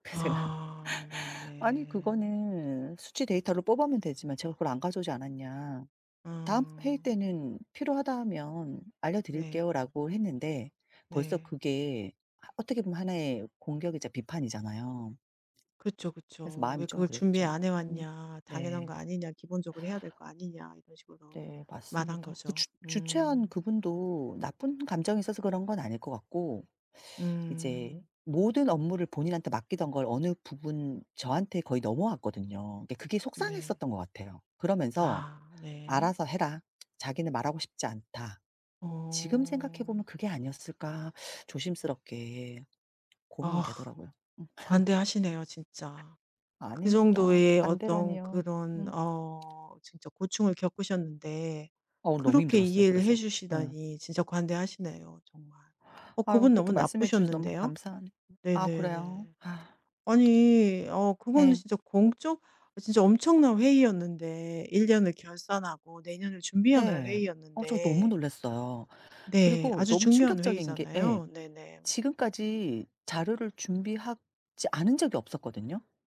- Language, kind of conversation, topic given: Korean, advice, 회의 중 동료의 공개적인 비판에 어떻게 대응해야 하나요?
- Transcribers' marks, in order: laughing while speaking: "그래서 제가"; other background noise; tapping; laugh